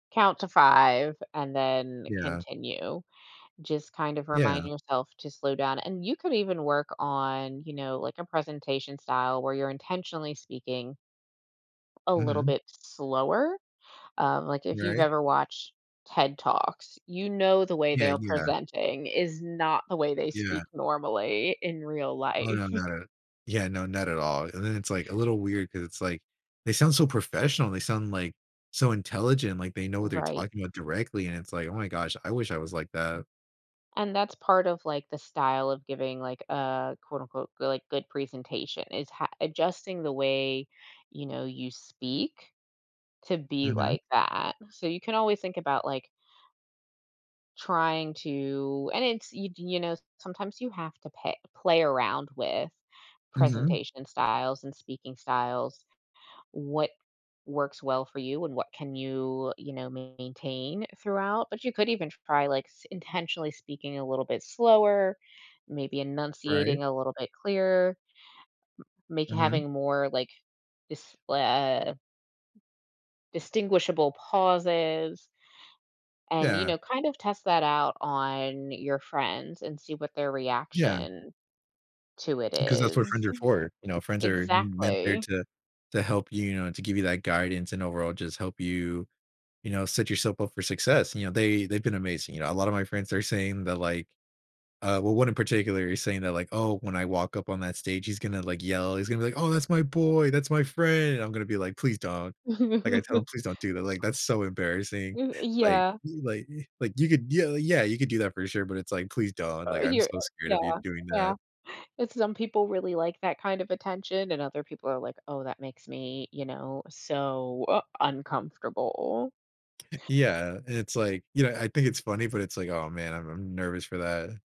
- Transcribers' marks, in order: tapping; chuckle; other background noise; chuckle
- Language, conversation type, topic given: English, advice, How can I boost my confidence and calm my nerves before a big event?
- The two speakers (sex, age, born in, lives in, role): female, 40-44, United States, United States, advisor; male, 20-24, United States, United States, user